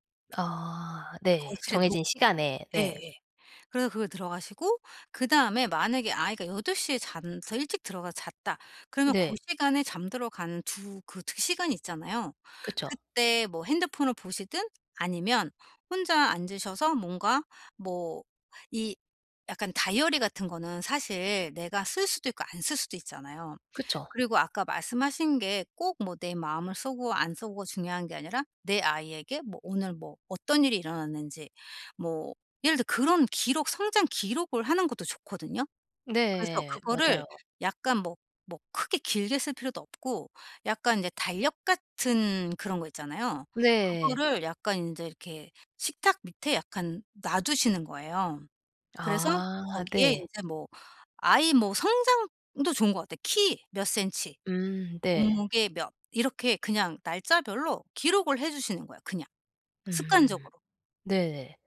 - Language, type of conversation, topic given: Korean, advice, 잠들기 전에 마음을 편안하게 정리하려면 어떻게 해야 하나요?
- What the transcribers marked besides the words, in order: none